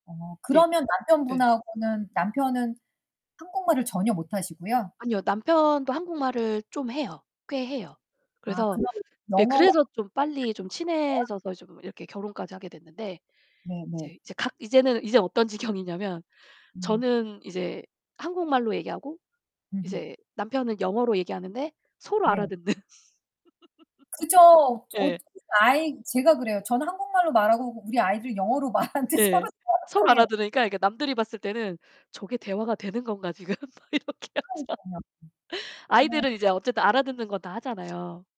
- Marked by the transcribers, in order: other background noise; distorted speech; unintelligible speech; laughing while speaking: "지경이냐면"; laughing while speaking: "알아듣는"; unintelligible speech; laugh; laughing while speaking: "말하는데 서로 대화가 통해"; laughing while speaking: "막 이렇게 하자"
- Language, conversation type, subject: Korean, unstructured, 학교에서 가장 좋아했던 과목은 무엇인가요?